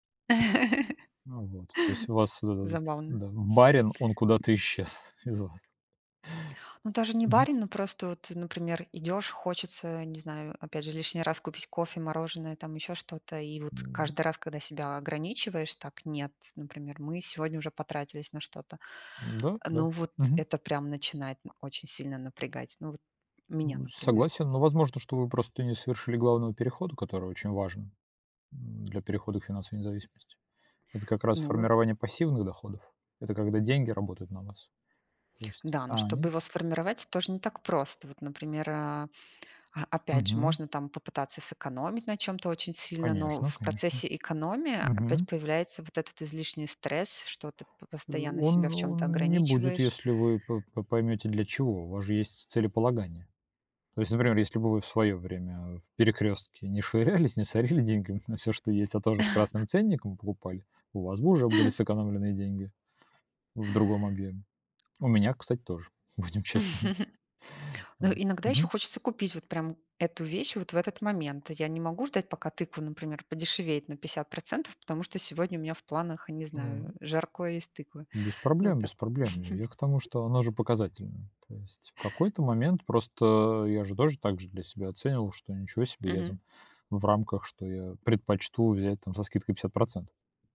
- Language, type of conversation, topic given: Russian, unstructured, Что для вас значит финансовая свобода?
- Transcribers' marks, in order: laugh; tapping; other background noise; bird; chuckle; chuckle; chuckle; laughing while speaking: "будем честными"; chuckle